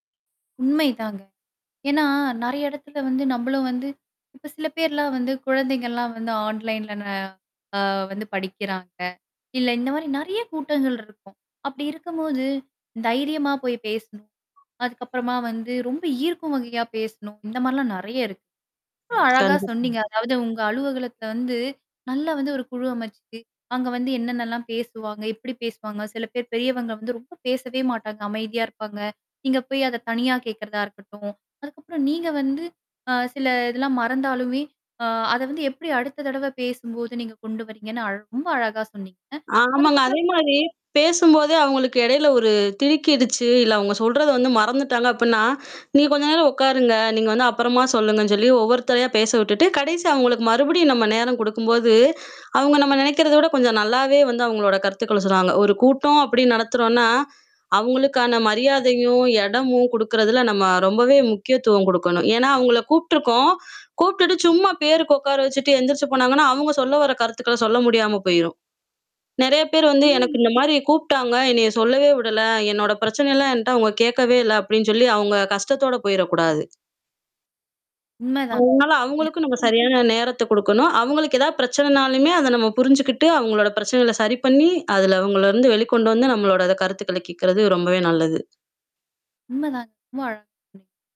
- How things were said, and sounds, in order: static; distorted speech; "நிறையா" said as "நறைய"; in English: "online"; mechanical hum; unintelligible speech; "அலுவலகத்த" said as "அலுவகளத்த"; unintelligible speech; sigh; unintelligible speech; "இருந்து அவுங்கள" said as "அவுங்கள இருந்து"
- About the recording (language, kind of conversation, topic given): Tamil, podcast, கூட்டத்தில் யாரும் பேசாமல் அமைதியாக இருந்தால், அனைவரையும் எப்படி ஈடுபடுத்துவீர்கள்?